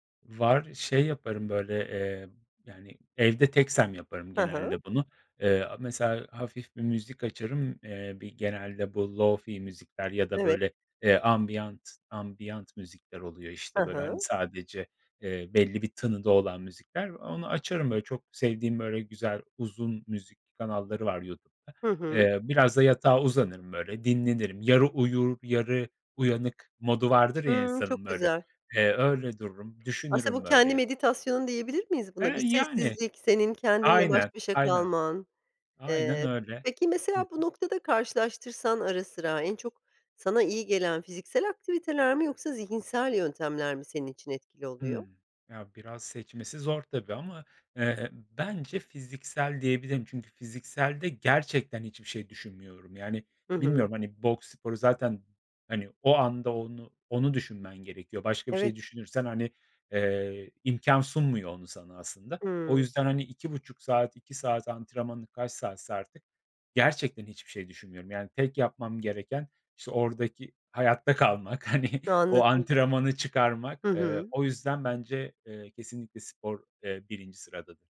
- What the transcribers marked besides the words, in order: other background noise; "ambient" said as "ambiyant"; "ambient" said as "ambiyant"; tapping; laughing while speaking: "hani"
- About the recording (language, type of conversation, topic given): Turkish, podcast, Stresle başa çıkarken kullandığın yöntemler neler?